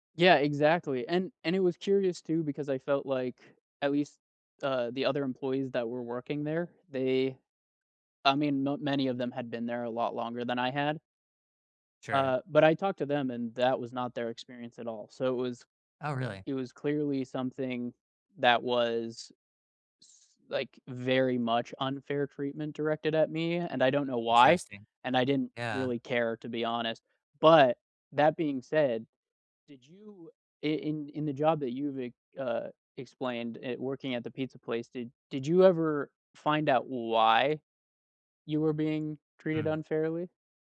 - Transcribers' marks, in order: stressed: "But"
- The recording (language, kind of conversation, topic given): English, unstructured, What has your experience been with unfair treatment at work?
- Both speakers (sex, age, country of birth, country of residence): male, 30-34, United States, United States; male, 30-34, United States, United States